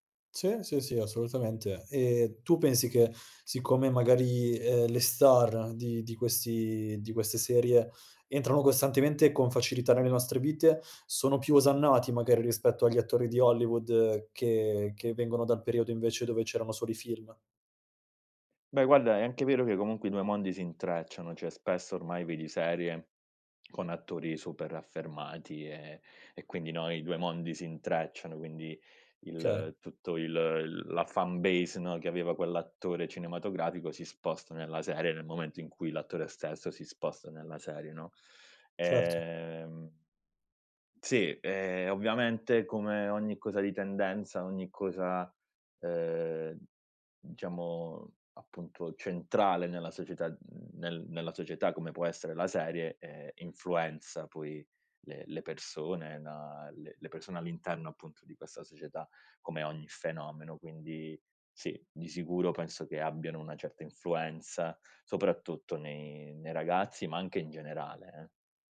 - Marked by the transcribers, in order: in English: "fan base"
- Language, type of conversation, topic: Italian, podcast, Che ruolo hanno le serie TV nella nostra cultura oggi?